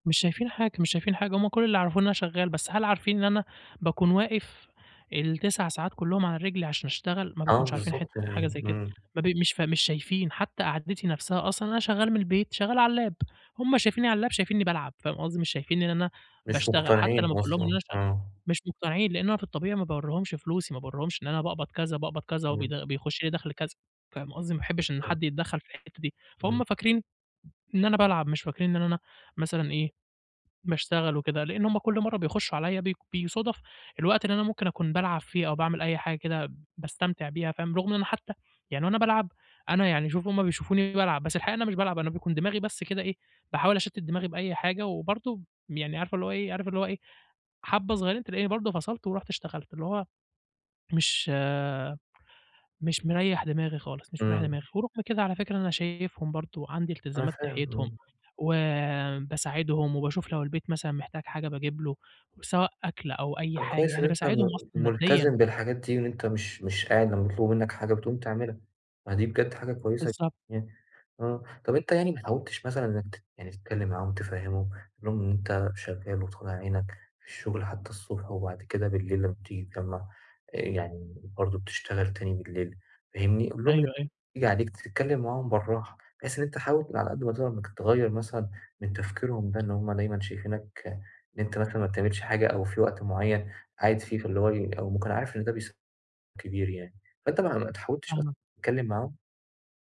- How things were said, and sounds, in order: in English: "اللاب"; in English: "اللاب"; unintelligible speech; tapping; unintelligible speech; unintelligible speech; unintelligible speech
- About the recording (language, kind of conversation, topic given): Arabic, advice, ليه بحسّ بالذنب لما أضيّع وقت فراغي في الترفيه؟